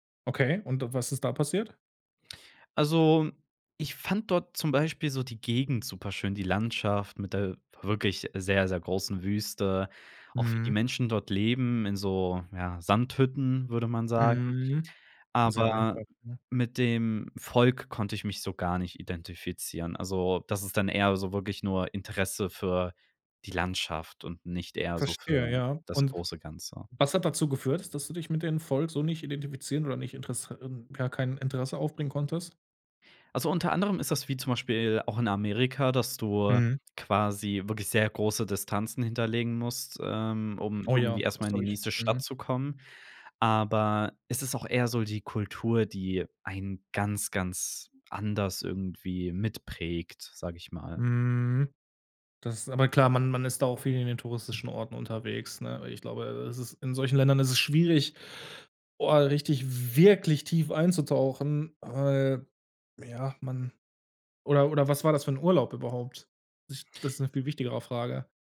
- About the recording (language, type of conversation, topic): German, podcast, Was war dein schönstes Reiseerlebnis und warum?
- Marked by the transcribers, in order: drawn out: "Mhm"; drawn out: "Mhm"; stressed: "wirklich"; unintelligible speech